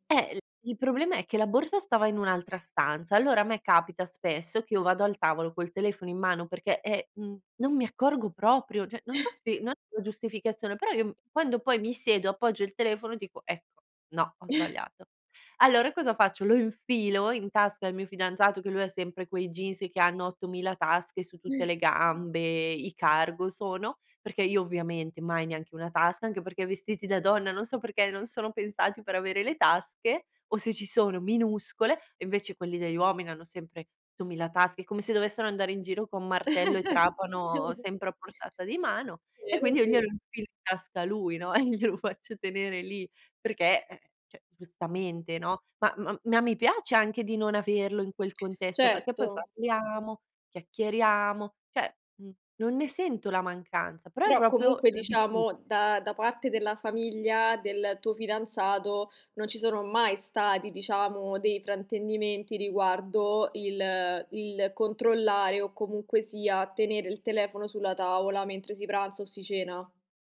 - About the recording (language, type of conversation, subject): Italian, podcast, Ti capita mai di controllare lo smartphone mentre sei con amici o famiglia?
- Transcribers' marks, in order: chuckle; chuckle; chuckle; giggle; other background noise; laughing while speaking: "glielo faccio tenere lì"; snort